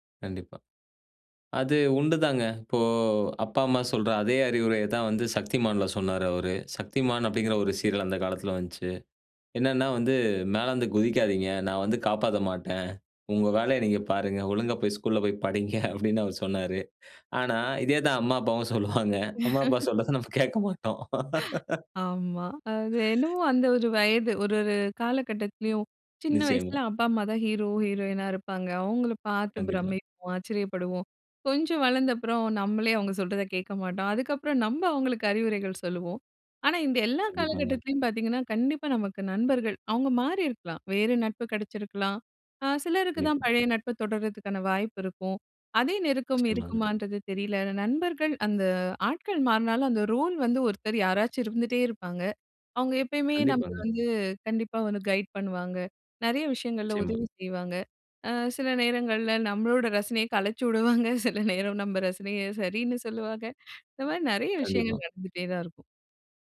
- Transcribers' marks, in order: other background noise; laughing while speaking: "படிங்க அப்டின்னு அவரு சொன்னாரு"; chuckle; laughing while speaking: "அம்மா அப்பாவும் சொல்லுவாங்க. அம்மாப்பா சொல்றத நம்ம கேட்கமாட்டோம்"; drawn out: "அந்த"; in English: "ரோல்"; in English: "கைட்"; laughing while speaking: "கலச்சுடுவாங்க, சில நேரம் நம்ம ரசனய சரின்னு சொல்லுவாங்க"
- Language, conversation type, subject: Tamil, podcast, நண்பர்களின் சுவை வேறிருந்தால் அதை நீங்கள் எப்படிச் சமாளிப்பீர்கள்?